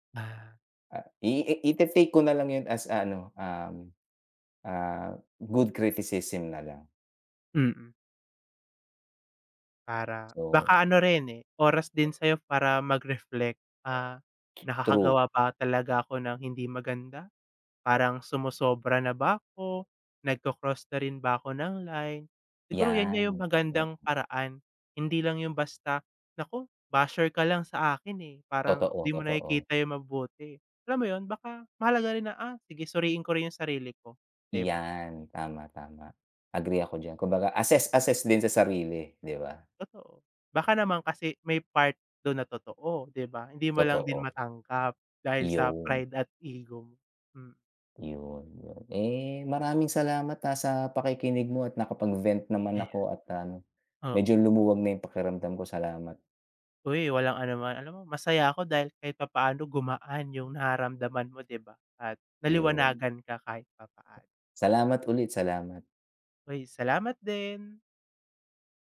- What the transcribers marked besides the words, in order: other background noise; tapping
- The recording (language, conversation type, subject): Filipino, unstructured, Paano mo hinaharap ang mga taong hindi tumatanggap sa iyong pagkatao?